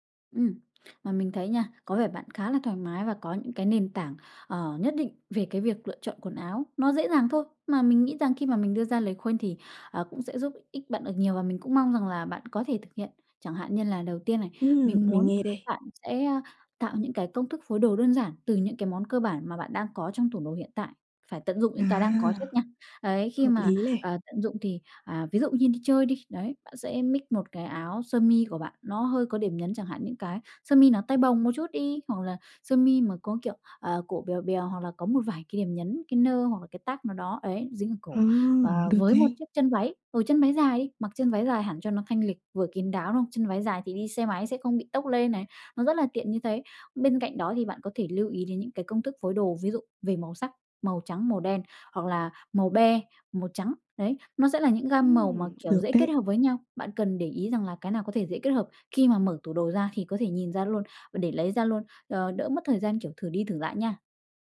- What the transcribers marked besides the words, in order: in English: "mix"; in English: "tag"; other background noise
- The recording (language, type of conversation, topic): Vietnamese, advice, Làm sao để có thêm ý tưởng phối đồ hằng ngày và mặc đẹp hơn?